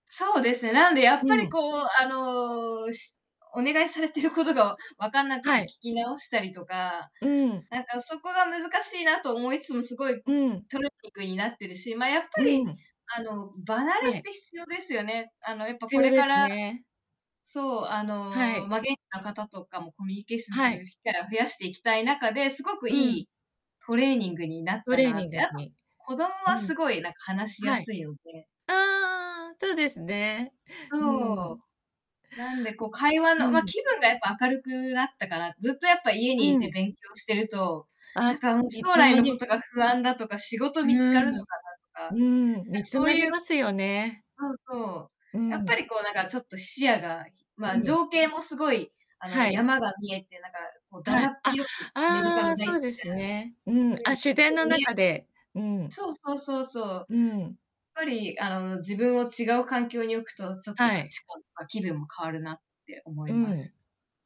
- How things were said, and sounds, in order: drawn out: "あの"; laughing while speaking: "されてること"; static; distorted speech; other background noise
- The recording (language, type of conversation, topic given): Japanese, unstructured, ボランティア活動に参加したことはありますか？